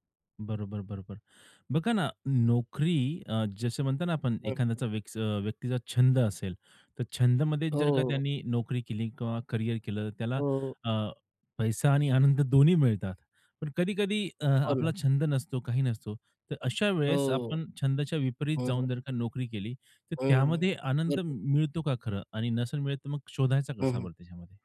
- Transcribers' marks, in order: other background noise
- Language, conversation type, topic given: Marathi, podcast, नोकरी निवडताना पैसे अधिक महत्त्वाचे की आनंद?